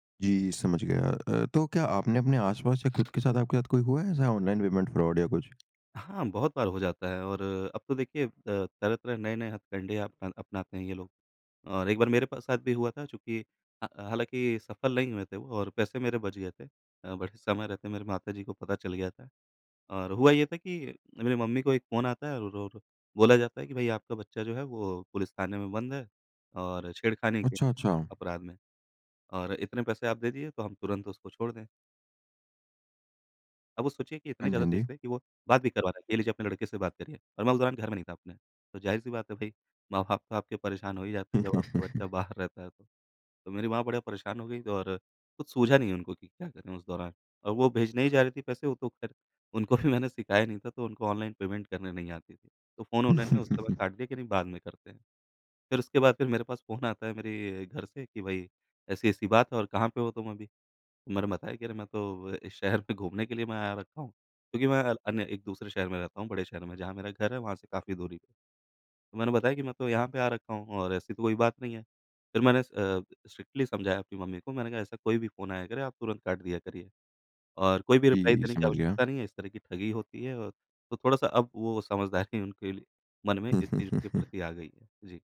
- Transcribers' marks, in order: other noise; in English: "फ्रॉड"; in English: "बट"; chuckle; laughing while speaking: "अभी मैंने"; chuckle; in English: "स्ट्रिक्टली"; in English: "रिप्लाई"; chuckle
- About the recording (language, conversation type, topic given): Hindi, podcast, ऑनलाइन भुगतान करते समय आप कौन-कौन सी सावधानियाँ बरतते हैं?